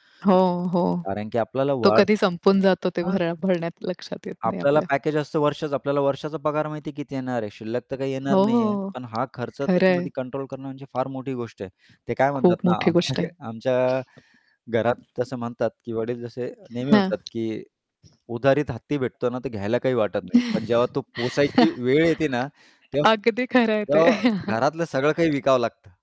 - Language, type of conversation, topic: Marathi, podcast, कमी खरेदी करण्याची सवय तुम्ही कशी लावली?
- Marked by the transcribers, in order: static; distorted speech; in English: "पॅकेज"; tapping; other background noise; laughing while speaking: "आम्ही"; background speech; chuckle; chuckle